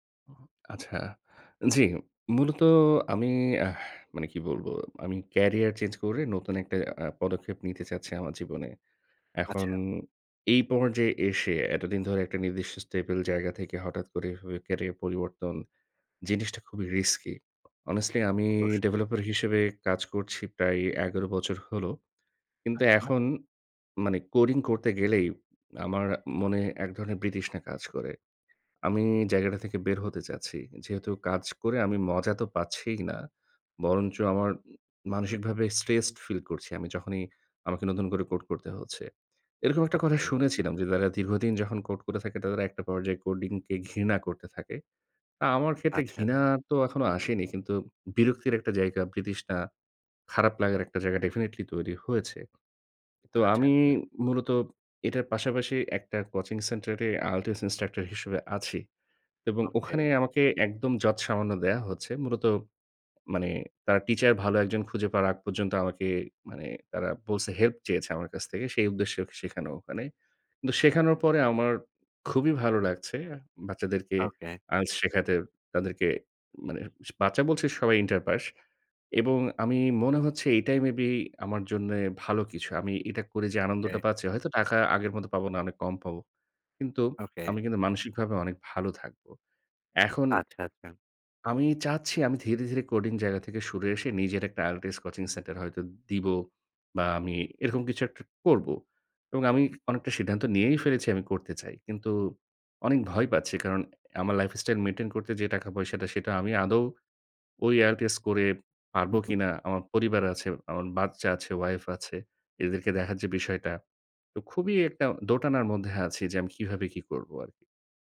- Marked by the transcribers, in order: in English: "career"; in English: "stable"; in English: "career"; in English: "honestly"; in English: "developer"; in English: "stressed"; in English: "definitely"; in English: "instructor"; "আমি" said as "আমিখ"
- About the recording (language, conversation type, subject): Bengali, advice, ক্যারিয়ার পরিবর্তন বা নতুন পথ শুরু করার সময় অনিশ্চয়তা সামলাব কীভাবে?